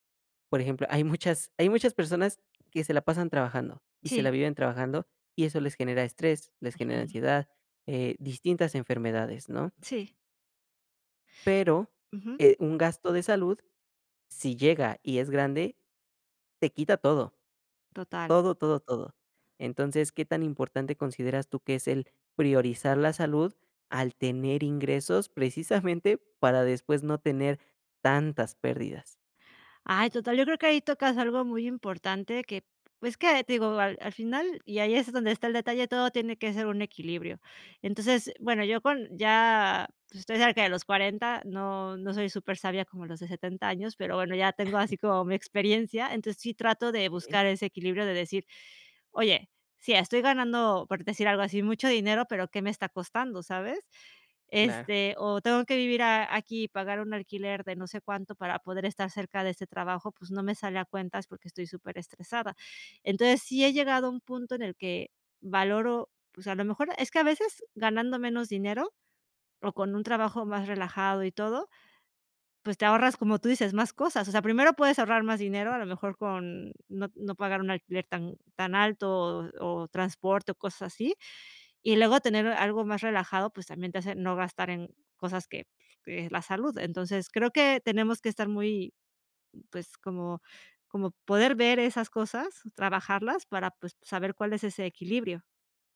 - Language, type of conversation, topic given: Spanish, podcast, ¿Cómo decides entre disfrutar hoy o ahorrar para el futuro?
- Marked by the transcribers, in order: laughing while speaking: "hay muchas"; other background noise; laughing while speaking: "precisamente"; chuckle